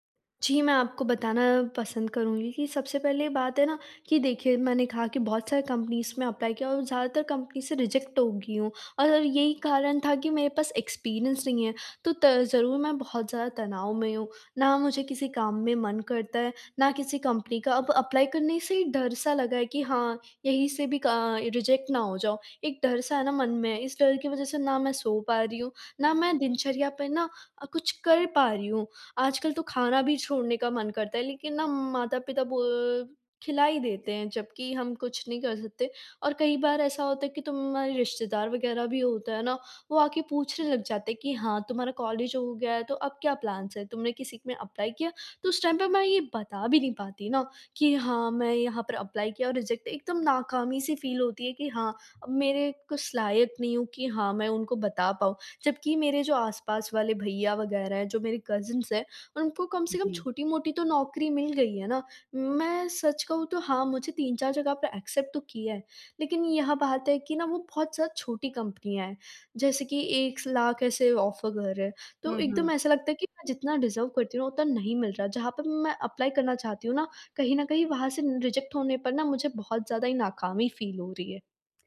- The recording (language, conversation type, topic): Hindi, advice, नकार से सीखकर आगे कैसे बढ़ूँ और डर पर काबू कैसे पाऊँ?
- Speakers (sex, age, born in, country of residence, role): female, 18-19, India, India, user; female, 30-34, India, India, advisor
- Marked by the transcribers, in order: in English: "कंपनीज़"; in English: "अप्लाई"; in English: "रिजेक्ट"; in English: "एक्सपीरियंस"; in English: "अप्लाई"; in English: "रिजेक्ट"; in English: "प्लान्स"; in English: "एप्लाई"; in English: "टाइम"; in English: "एप्लाई"; in English: "रिजेक्ट"; in English: "फ़ील"; in English: "कजिन्स"; in English: "एक्सेप्ट"; in English: "ऑफ़र"; in English: "डिज़र्व"; in English: "एप्लाई"; in English: "रिजेक्ट"; in English: "फ़ील"